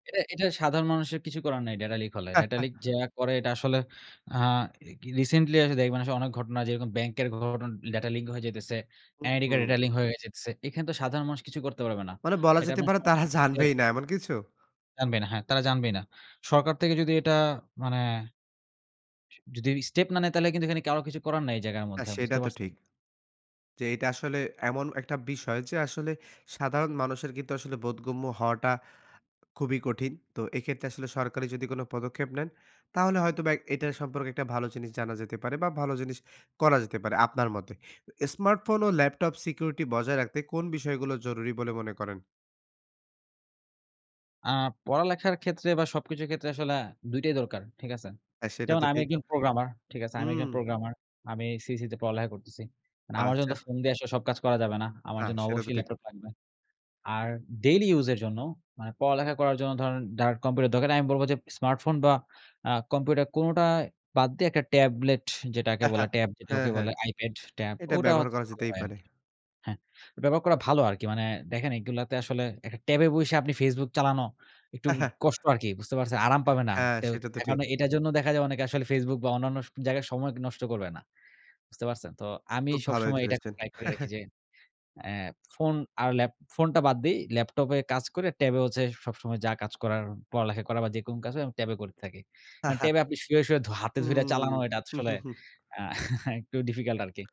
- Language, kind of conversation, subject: Bengali, podcast, নিরাপত্তা বজায় রেখে অনলাইন উপস্থিতি বাড়াবেন কীভাবে?
- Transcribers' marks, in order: chuckle; in English: "re recently"; "লিক" said as "লিঙ্ক"; scoff; in English: "স্টেপ"; in English: "security"; chuckle; chuckle; chuckle; chuckle; chuckle; "আসলে" said as "আতসলে"; scoff